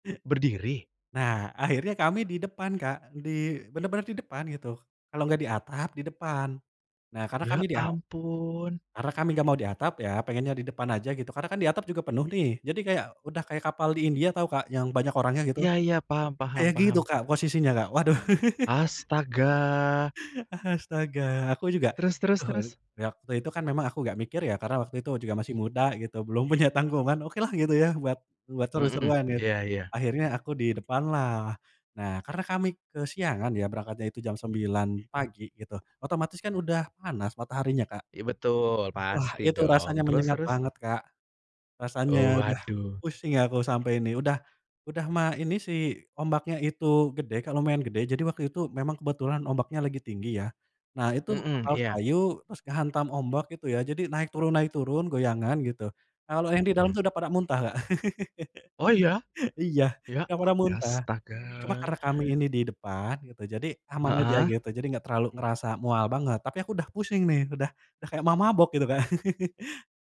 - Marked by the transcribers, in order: laugh; "Astaga" said as "hastaga"; other background noise; laughing while speaking: "punya"; tapping; laugh; laugh
- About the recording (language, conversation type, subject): Indonesian, podcast, Apa pengalaman paling berkesan yang pernah kamu alami saat menjelajahi pulau atau pantai?